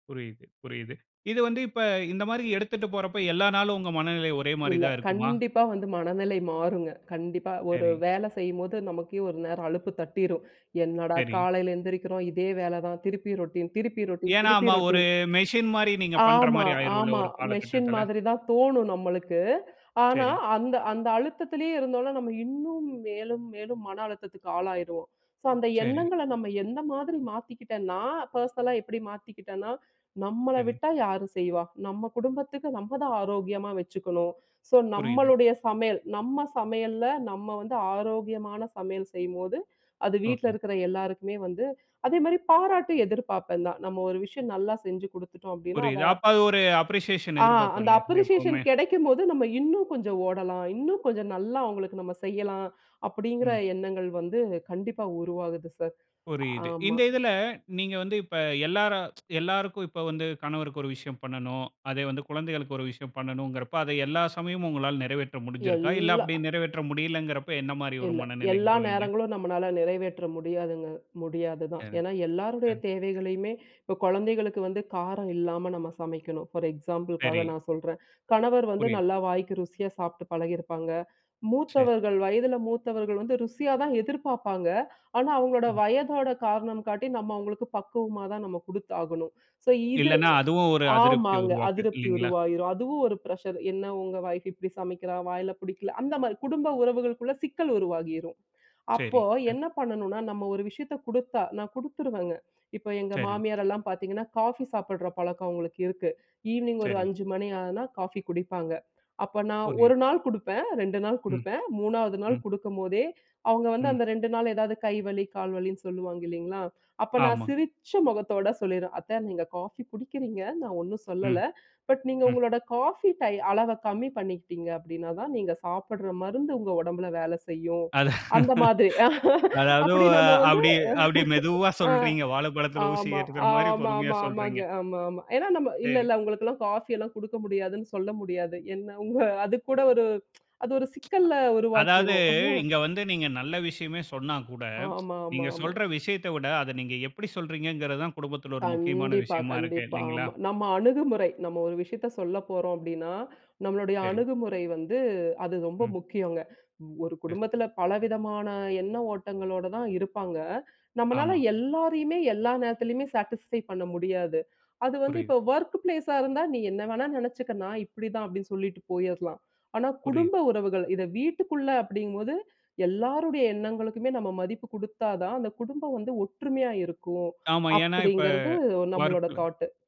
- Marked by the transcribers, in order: other background noise; in English: "ரொட்டீன்"; in English: "ரொட்டீன்"; in English: "பெர்சனலா"; in English: "அப்ரிசியேஷன்"; in English: "அப்ரிஷியேஷன்"; tsk; other noise; in English: "ஃபார் எக்ஸாம்பிள்காக"; in English: "பிரஷர்"; laughing while speaking: "அது. அதாவது, ஆ அப்டியே அப்டி … மாரி பொறுமையா சொல்றீங்க"; laugh; tsk; tsk; in English: "சாட்டிஸ்ஃபை"; in English: "வொர்க் பிளேஸ்ஆ"; in English: "தாட்டு"
- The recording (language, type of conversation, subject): Tamil, podcast, வீட்டிலிருந்து வேலை செய்யும் போது கவனத்தைச் சிதற விடாமல் எப்படிப் பராமரிக்கிறீர்கள்?